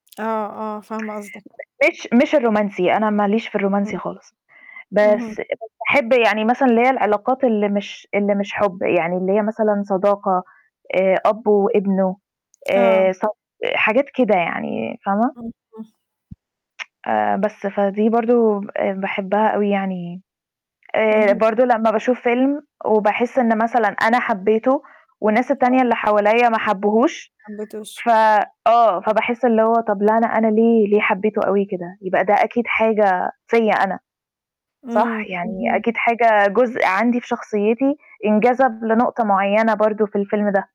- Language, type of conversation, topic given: Arabic, unstructured, إيه اللي بيخليك تحس إنك على طبيعتك أكتر؟
- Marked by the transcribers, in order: unintelligible speech; distorted speech; unintelligible speech; tapping; unintelligible speech; tsk; static